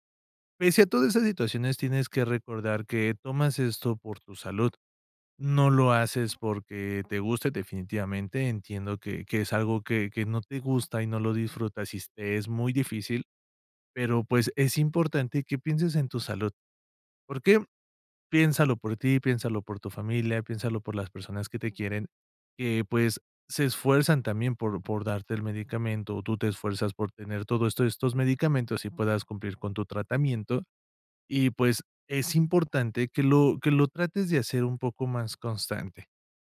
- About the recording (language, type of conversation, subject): Spanish, advice, ¿Por qué a veces olvidas o no eres constante al tomar tus medicamentos o suplementos?
- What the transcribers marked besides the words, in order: none